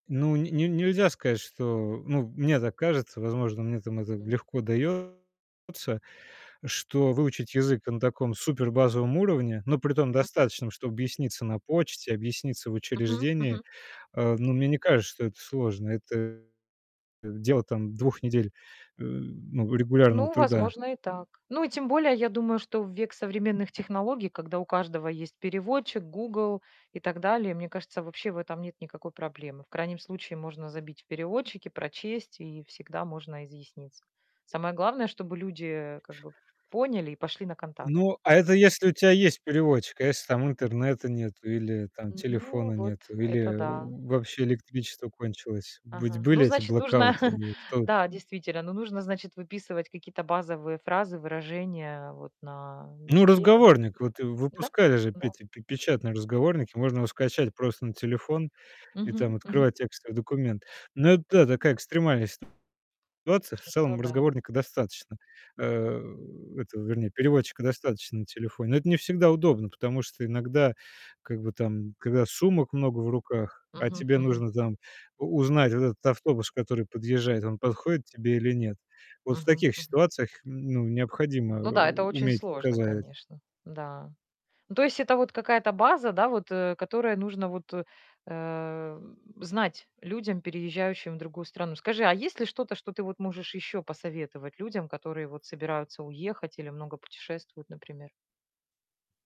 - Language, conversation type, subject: Russian, podcast, Как миграция или поездки повлияли на твоё самоощущение?
- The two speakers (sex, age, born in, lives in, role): female, 40-44, Ukraine, Spain, host; male, 30-34, Russia, Germany, guest
- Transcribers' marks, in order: distorted speech; chuckle; tapping